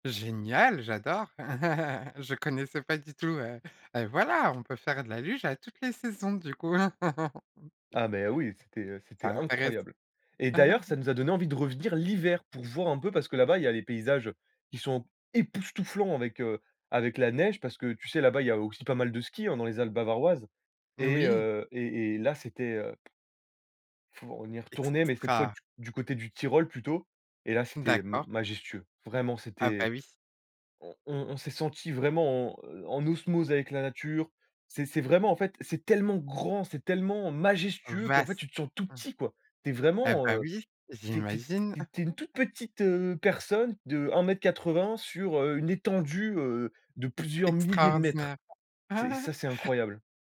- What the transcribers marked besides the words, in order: laugh; tapping; chuckle; chuckle; stressed: "époustouflants"; stressed: "grand"; stressed: "majestueux"; chuckle; chuckle
- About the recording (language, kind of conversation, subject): French, podcast, Quand la nature t'a-t-elle fait sentir tout petit, et pourquoi?